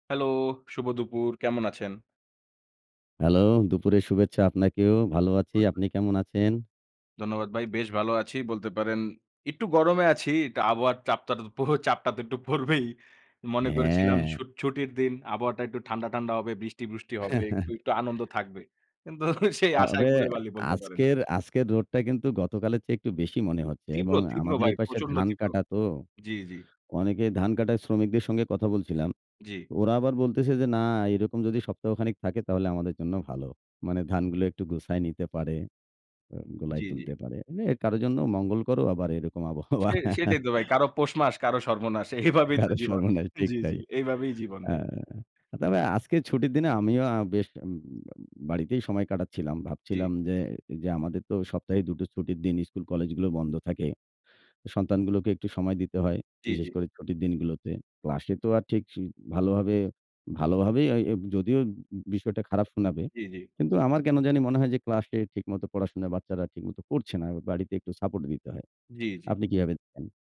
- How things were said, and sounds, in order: other background noise; unintelligible speech; laughing while speaking: "আবহাওয়ার চাপটা প চাপটা তো একটু পড়বেই"; chuckle; laughing while speaking: "সেই আশায় ঘুরে"; laughing while speaking: "এরকম আবহাওয়া"; laughing while speaking: "এইভাবেই তো জীবন"
- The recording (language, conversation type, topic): Bengali, unstructured, আপনি কি মনে করেন শিক্ষকদের বেতন বৃদ্ধি করা উচিত?